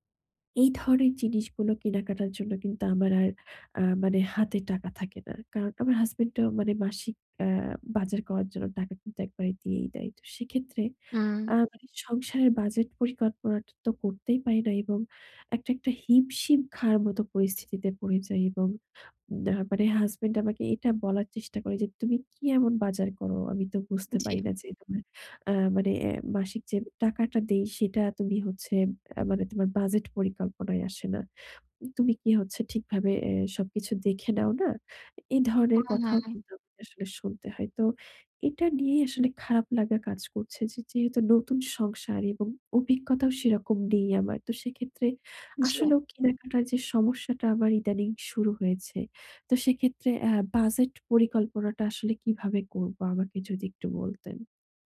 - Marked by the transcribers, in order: unintelligible speech; other background noise
- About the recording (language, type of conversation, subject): Bengali, advice, কেনাকাটায় বাজেট ছাড়িয়ে যাওয়া বন্ধ করতে আমি কীভাবে সঠিকভাবে বাজেট পরিকল্পনা করতে পারি?